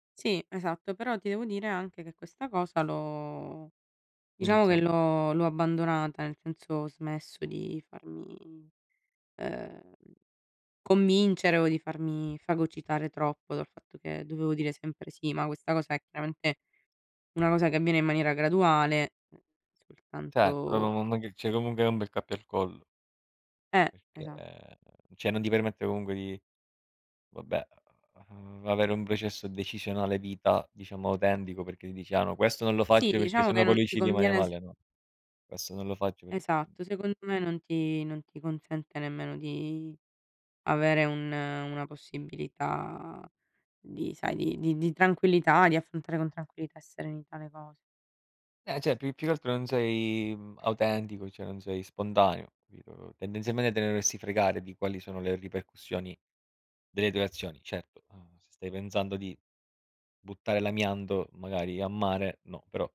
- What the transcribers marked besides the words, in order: drawn out: "l'ho"; other background noise; unintelligible speech; "cioè" said as "ceh"; "comunque" said as "comunghe"; drawn out: "perché"; "cioè" said as "ceh"; tapping; drawn out: "di"; "cioè" said as "ceh"
- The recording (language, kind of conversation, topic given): Italian, unstructured, Qual è la cosa più difficile da accettare di te stesso?